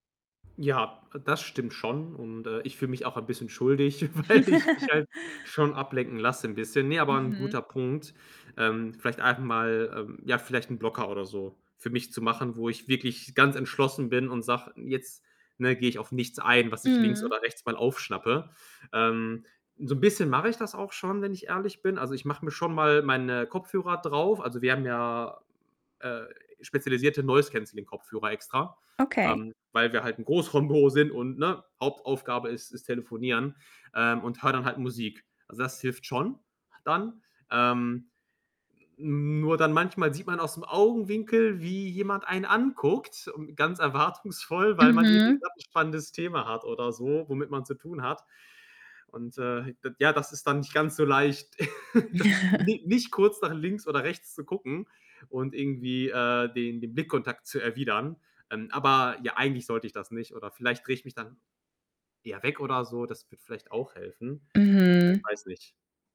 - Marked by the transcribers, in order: static; chuckle; laughing while speaking: "weil ich mich halt"; other background noise; distorted speech; laugh; chuckle
- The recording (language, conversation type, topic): German, advice, Wie kann ich meine Konzentrationsphasen verlängern, um länger am Stück tief arbeiten zu können?